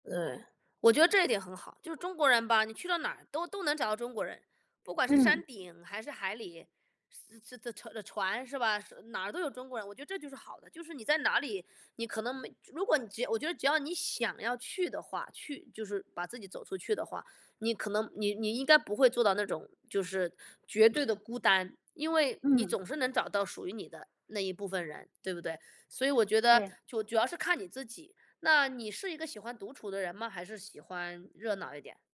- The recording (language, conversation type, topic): Chinese, podcast, 你如何看待当代人日益增强的孤独感？
- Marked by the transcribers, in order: none